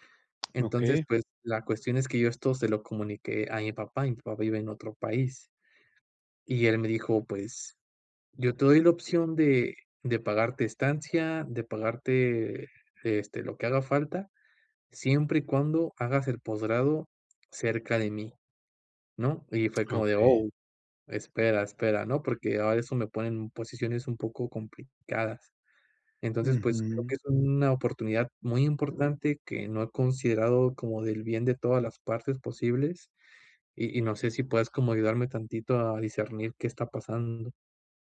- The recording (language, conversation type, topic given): Spanish, advice, ¿Cómo decido si pedir consejo o confiar en mí para tomar una decisión importante?
- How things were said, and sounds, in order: none